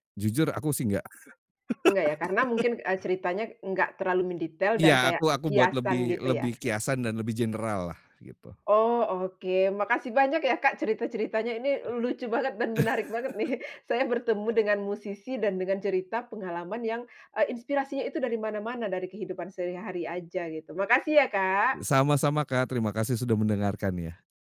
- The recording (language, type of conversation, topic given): Indonesian, podcast, Bagaimana kamu menangkap inspirasi dari pengalaman sehari-hari?
- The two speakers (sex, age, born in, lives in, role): female, 35-39, Indonesia, Indonesia, host; male, 40-44, Indonesia, Indonesia, guest
- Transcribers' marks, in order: laugh; in English: "general"; other background noise; tapping; laugh; laughing while speaking: "nih"